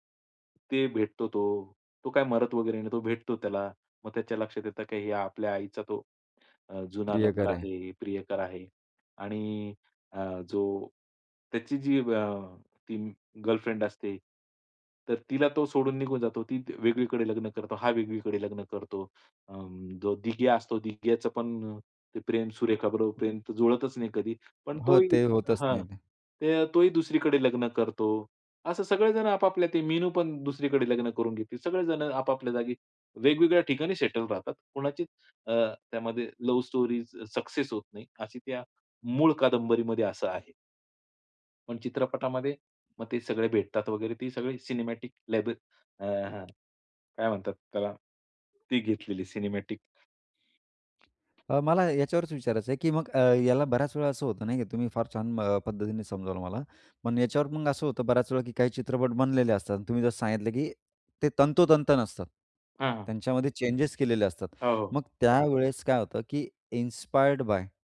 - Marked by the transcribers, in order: other noise; tapping; in English: "सिनेमॅटिक"; in English: "सिनेमॅटिक"; in English: "इन्स्पायर्ड बाय?"
- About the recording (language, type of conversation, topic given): Marathi, podcast, पुस्तकाचे चित्रपट रूपांतर करताना सहसा काय काय गमावले जाते?